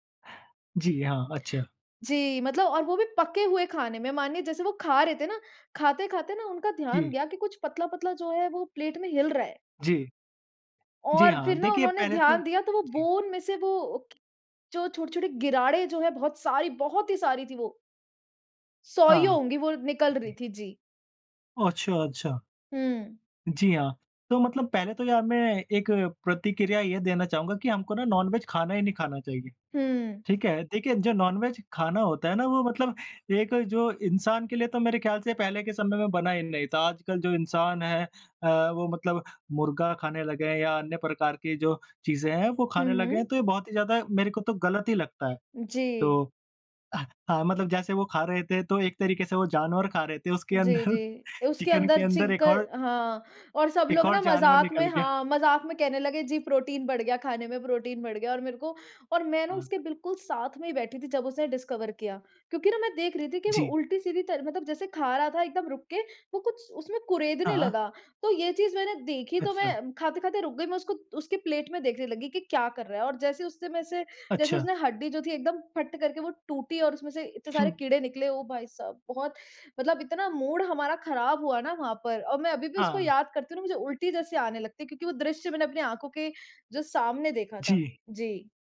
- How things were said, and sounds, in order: in English: "बोन"; in English: "नॉनवेज"; in English: "नॉनवेज"; laughing while speaking: "उसके अंदर, चिकन के अंदर एक और"; in English: "डिस्कवर"; in English: "मूड"
- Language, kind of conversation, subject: Hindi, unstructured, क्या आपको कभी खाना खाते समय उसमें कीड़े या गंदगी मिली है?